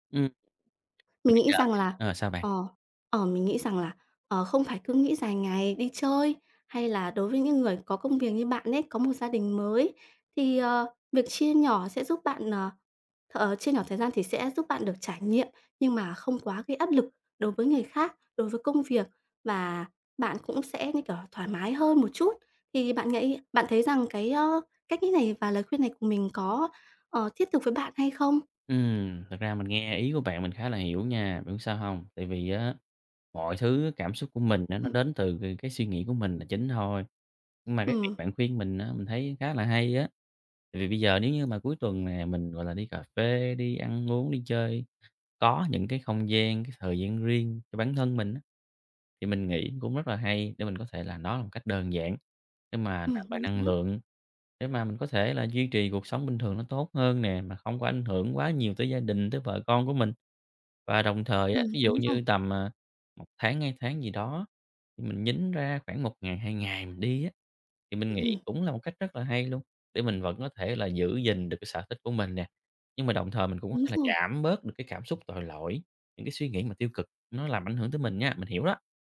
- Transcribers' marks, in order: tapping
- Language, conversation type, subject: Vietnamese, advice, Làm sao để dành thời gian cho sở thích mà không cảm thấy có lỗi?